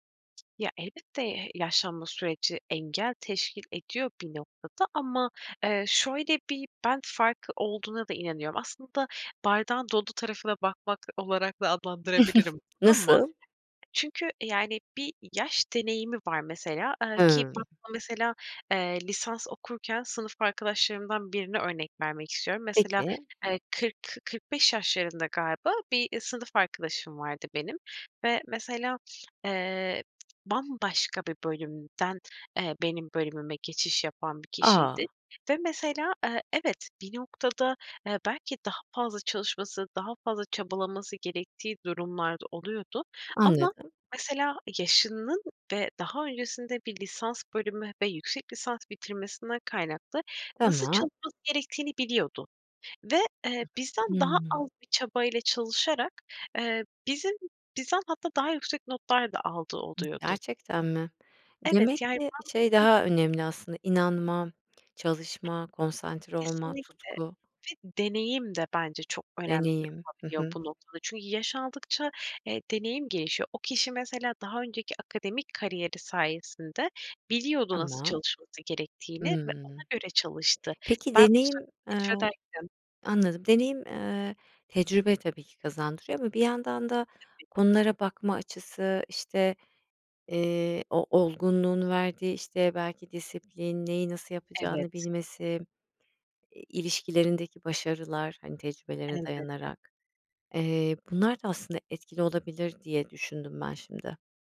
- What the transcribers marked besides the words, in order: tapping; chuckle; other background noise; unintelligible speech
- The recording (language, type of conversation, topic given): Turkish, podcast, Öğrenmenin yaşla bir sınırı var mı?